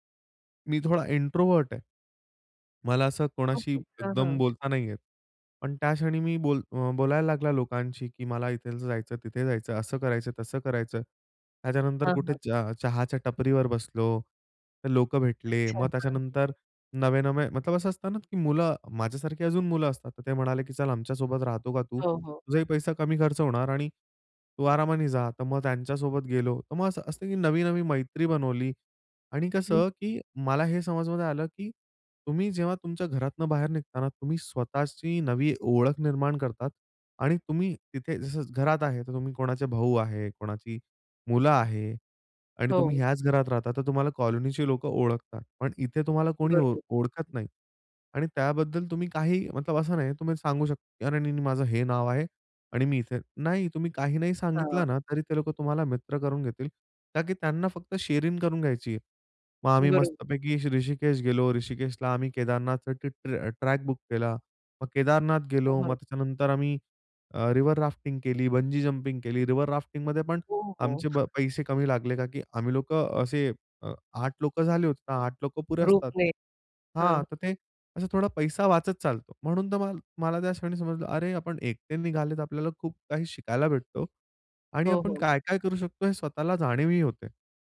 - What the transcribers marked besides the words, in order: in English: "इंट्रोव्हर्ट"; tapping; other background noise; other noise; in English: "शेअरिंग"; in English: "रिव्हर राफ्टिंग"; in English: "बंजी जंपिंग"; in English: "रिव्हर राफ्टिंगमध्ये"; in English: "ग्रुपने"
- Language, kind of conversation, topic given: Marathi, podcast, प्रवासात तुम्हाला स्वतःचा नव्याने शोध लागण्याचा अनुभव कसा आला?